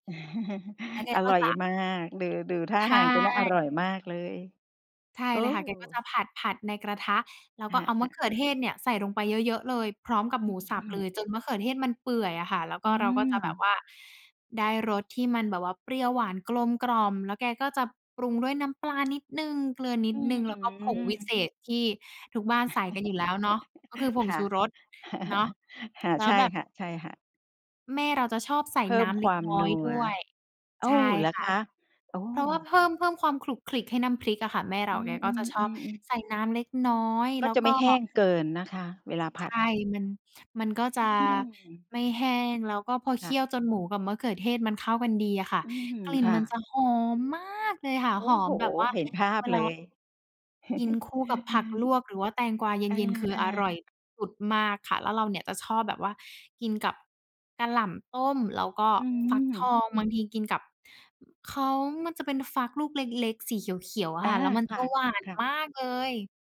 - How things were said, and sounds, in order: chuckle; chuckle; stressed: "มาก"; other background noise; chuckle
- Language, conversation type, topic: Thai, podcast, อาหารหรือกลิ่นอะไรที่ทำให้คุณคิดถึงบ้านมากที่สุด และช่วยเล่าให้ฟังหน่อยได้ไหม?